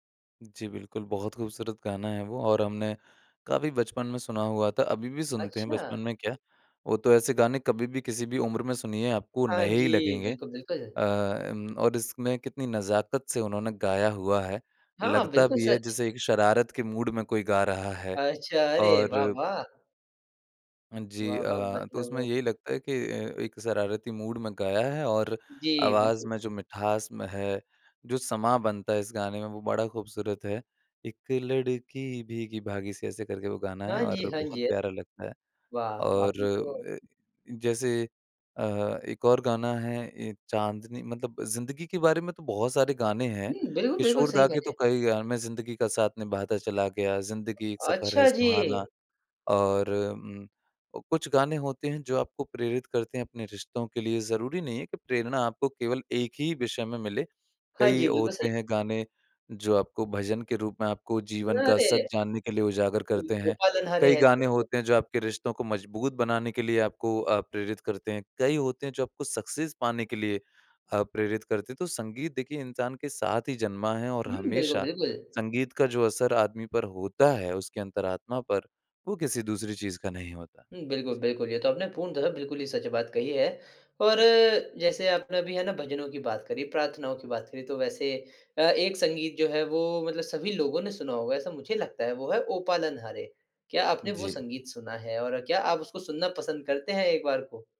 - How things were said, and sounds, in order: in English: "मूड"; in English: "मूड"; singing: "एक लड़की"; unintelligible speech; in English: "सक्सेस"
- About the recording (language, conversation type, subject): Hindi, podcast, किस गाने ने आपकी सोच बदल दी या आपको प्रेरित किया?